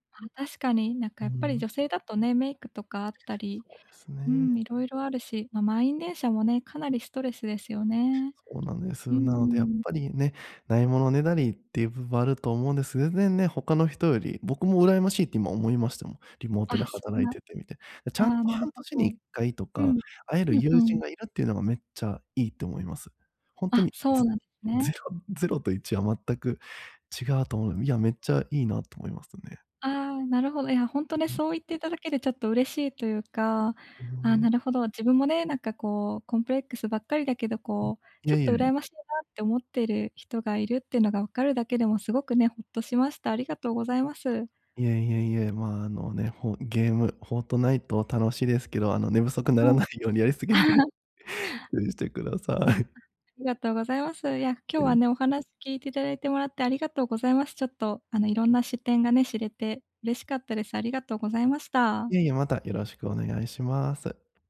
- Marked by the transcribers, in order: other background noise; laugh
- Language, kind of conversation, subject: Japanese, advice, 他人と比べる癖を減らして衝動買いをやめるにはどうすればよいですか？